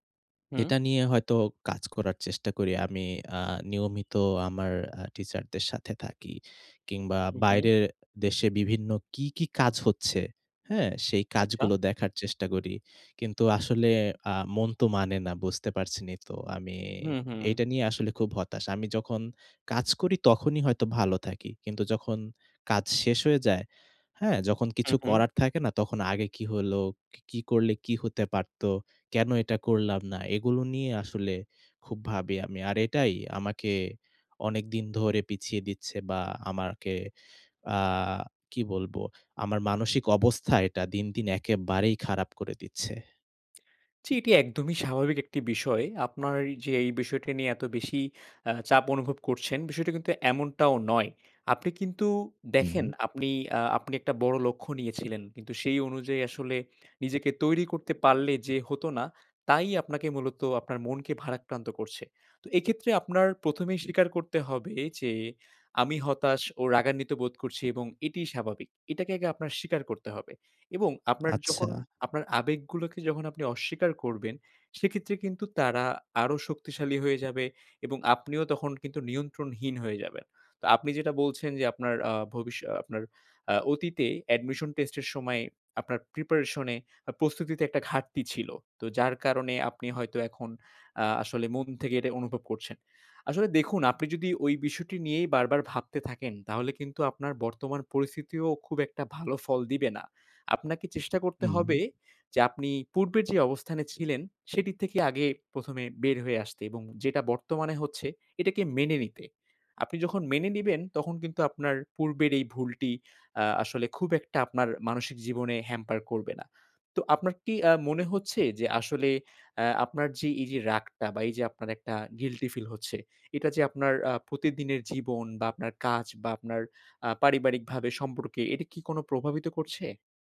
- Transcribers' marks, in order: tapping; in English: "admission test"; in English: "preparation"; tongue click; tongue click; tongue click; in English: "hamper"; in English: "guilty"
- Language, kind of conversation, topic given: Bengali, advice, আপনার অতীতে করা ভুলগুলো নিয়ে দীর্ঘদিন ধরে জমে থাকা রাগটি আপনি কেমন অনুভব করছেন?